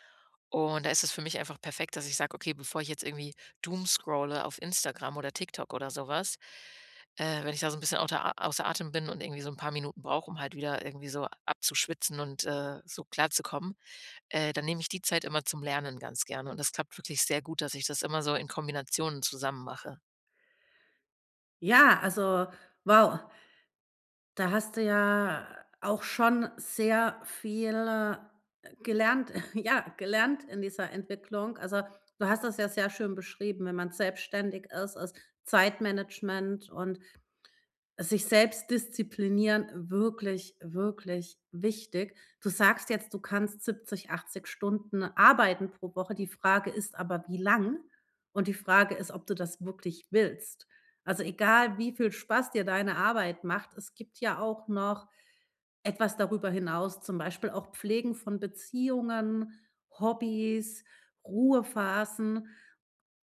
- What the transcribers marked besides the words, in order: in English: "Doomscrolle"; chuckle
- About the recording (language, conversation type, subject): German, podcast, Wie planst du Zeit fürs Lernen neben Arbeit und Alltag?